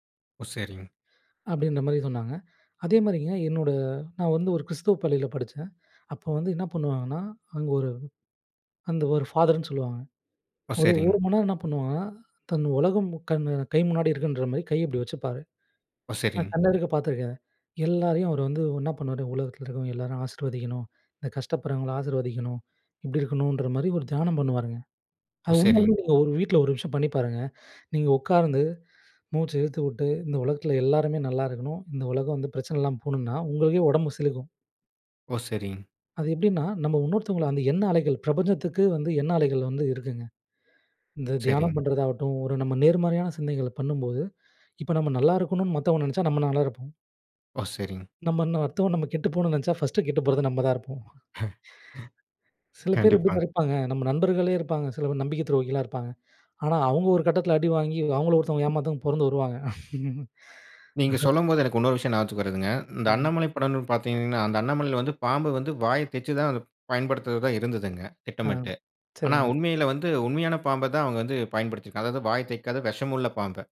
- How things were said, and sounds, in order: "சரிங்க" said as "சரிங்"; "சரிங்க" said as "சரிங்"; "சரிங்க" said as "சரிங்"; "சரிங்க" said as "சரிங்"; "சிலிர்க்கும்" said as "சிலுக்கும்"; inhale; laugh; inhale; chuckle; "ஞாபகத்துக்கு" said as "ஞாவத்துக்கு"
- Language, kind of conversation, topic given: Tamil, podcast, பணச்சுமை இருக்கும்போது தியானம் எப்படி உதவும்?